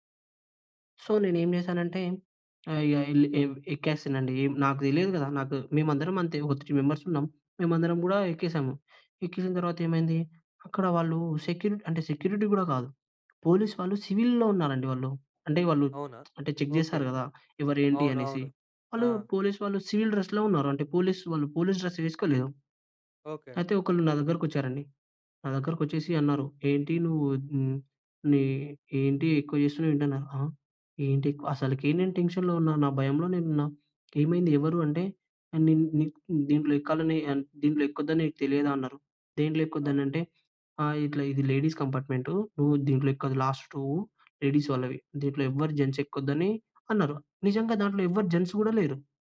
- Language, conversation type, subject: Telugu, podcast, భయాన్ని అధిగమించి ముందుకు ఎలా వెళ్లావు?
- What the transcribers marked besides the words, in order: in English: "సో"; in English: "త్రీ మెంబర్స్"; in English: "సెక్యూరిటీ"; in English: "సివిల్‌లో"; tsk; in English: "చెక్"; in English: "సివిల్ డ్రెస్‌లో"; in English: "పోలీస్ డ్రెస్"; in English: "టెన్షన్‌లో"; in English: "లేడీస్"; in English: "లాస్ట్"; in English: "లేడీస్"; in English: "జెంట్స్"; in English: "జెంట్స్"